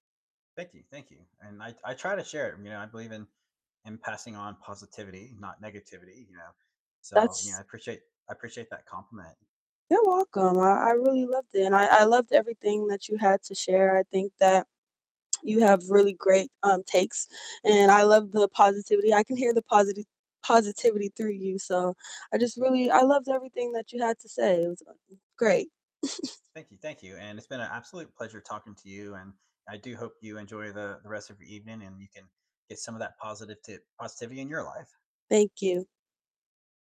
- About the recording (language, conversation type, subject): English, unstructured, What is something you want to improve in your personal life this year, and what might help?
- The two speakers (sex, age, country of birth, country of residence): female, 20-24, United States, United States; male, 40-44, United States, United States
- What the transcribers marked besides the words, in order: distorted speech; static; unintelligible speech; chuckle